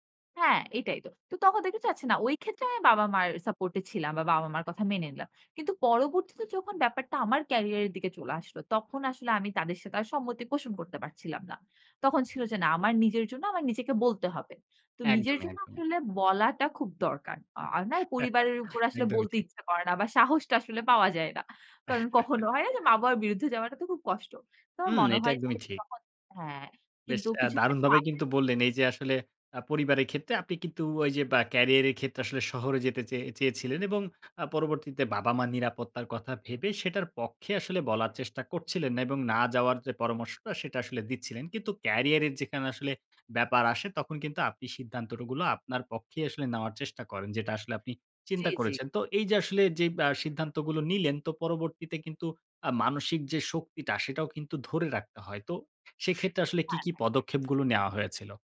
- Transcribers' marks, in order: "দেখি" said as "দকি"; "না" said as "নাউ"; chuckle; chuckle; unintelligible speech; unintelligible speech
- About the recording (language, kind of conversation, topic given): Bengali, podcast, পরিবারের প্রত্যাশা আর নিজের ইচ্ছার মধ্যে ভারসাম্য তুমি কীভাবে সামলাও?